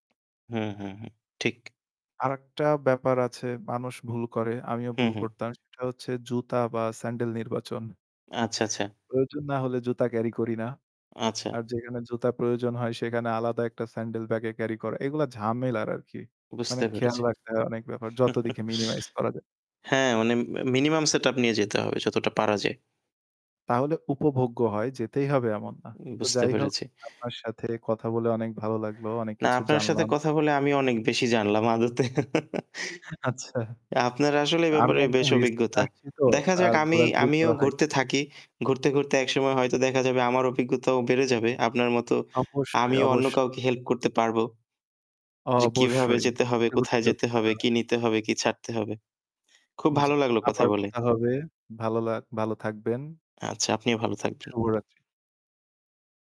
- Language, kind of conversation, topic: Bengali, unstructured, একটি নতুন শহর ঘুরে দেখার সময় আপনি কীভাবে পরিকল্পনা করেন?
- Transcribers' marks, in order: static; sneeze; chuckle; tapping; distorted speech; other background noise; chuckle; laughing while speaking: "আচ্ছা"